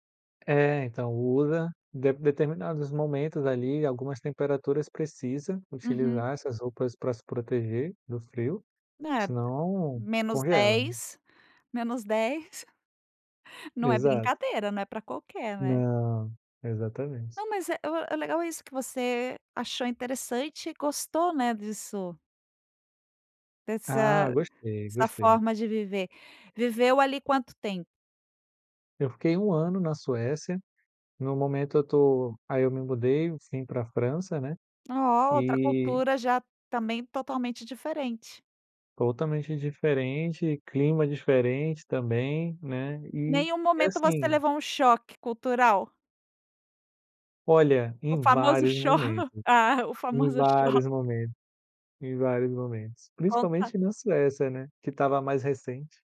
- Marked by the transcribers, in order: laughing while speaking: "cho ah, o famoso cho"
- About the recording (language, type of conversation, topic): Portuguese, podcast, O que te fascina em viajar e conhecer outras culturas?